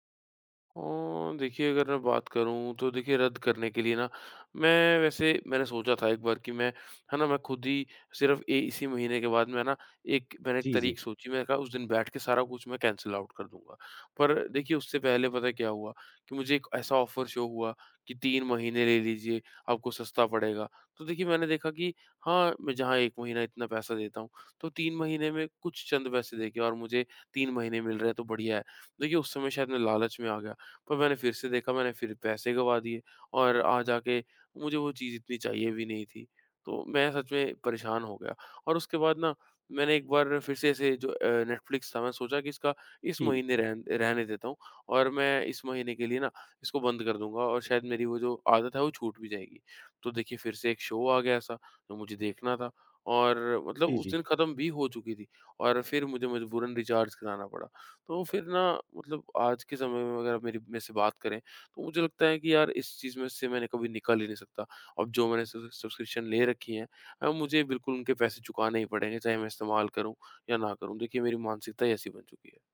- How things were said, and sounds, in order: in English: "कैंसल आउट"; in English: "ऑफ़र शो"; in English: "शो"; in English: "रिचार्ज"; in English: "सब्स्क्रिप्शन"
- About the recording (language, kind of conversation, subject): Hindi, advice, सब्सक्रिप्शन रद्द करने में आपको किस तरह की कठिनाई हो रही है?
- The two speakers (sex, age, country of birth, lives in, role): male, 25-29, India, India, advisor; male, 25-29, India, India, user